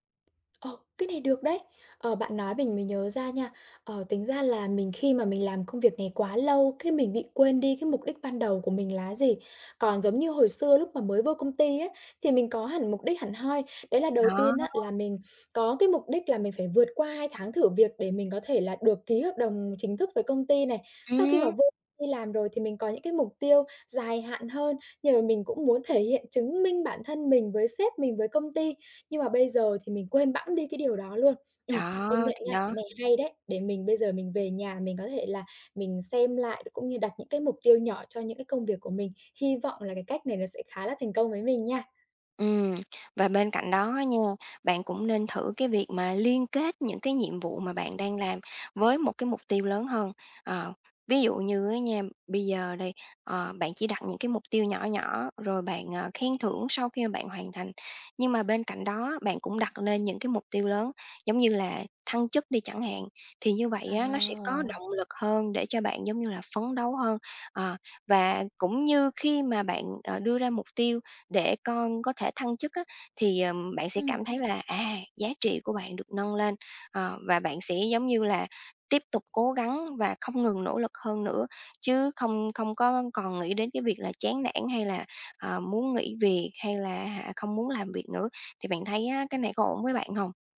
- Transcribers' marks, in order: tapping; other background noise; horn
- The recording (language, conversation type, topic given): Vietnamese, advice, Làm sao tôi có thể tìm thấy giá trị trong công việc nhàm chán hằng ngày?